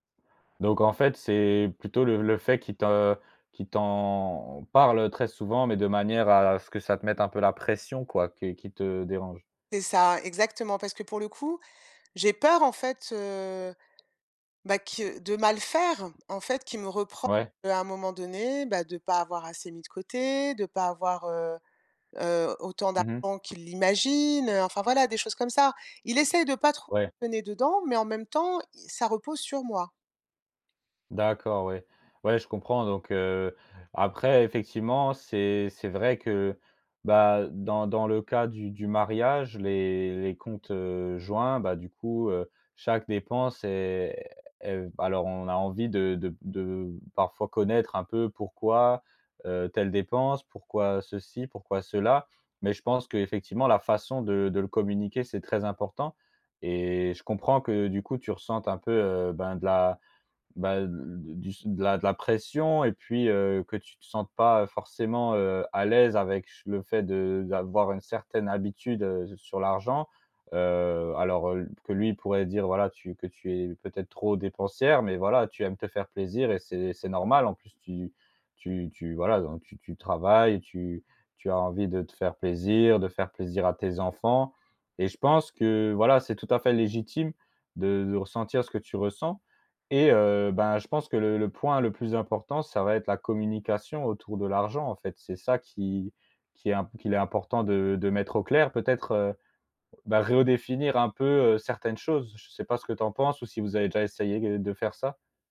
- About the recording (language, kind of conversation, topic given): French, advice, Pourquoi vous disputez-vous souvent à propos de l’argent dans votre couple ?
- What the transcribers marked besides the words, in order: drawn out: "t'en"; tapping